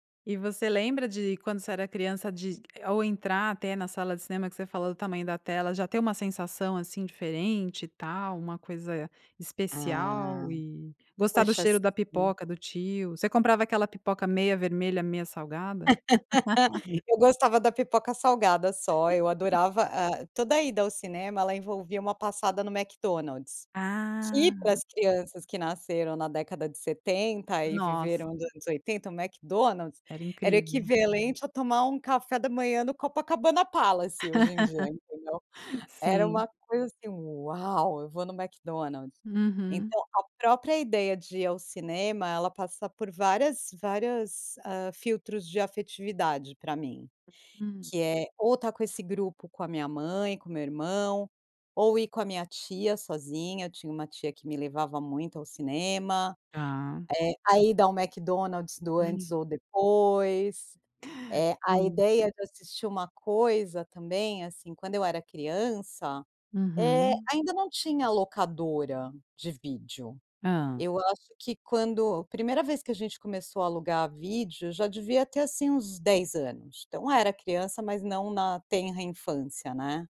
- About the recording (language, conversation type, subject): Portuguese, podcast, Como era ir ao cinema quando você era criança?
- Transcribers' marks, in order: laugh; chuckle; drawn out: "Ah"; "equivalente" said as "equivelente"; laugh; other background noise; tapping; chuckle